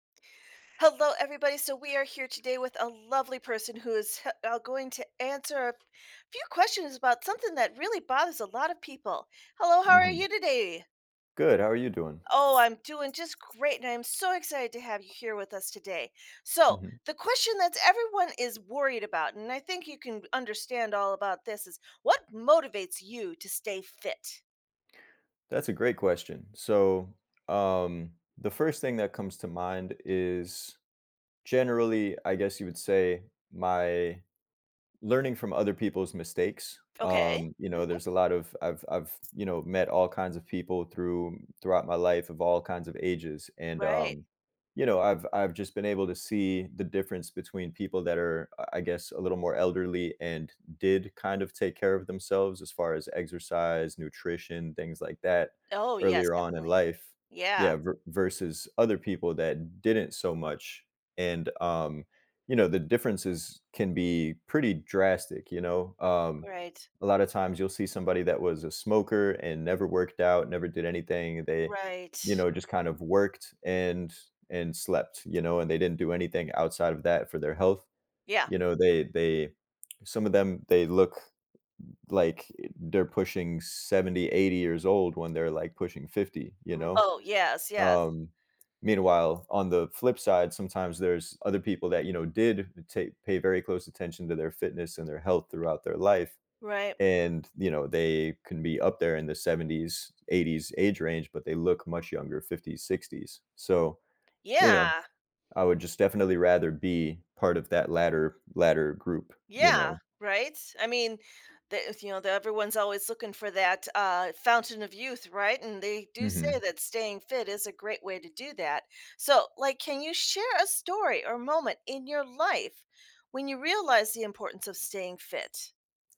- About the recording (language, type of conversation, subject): English, podcast, How do personal goals and life experiences shape your commitment to staying healthy?
- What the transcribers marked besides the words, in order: other background noise; tapping; lip smack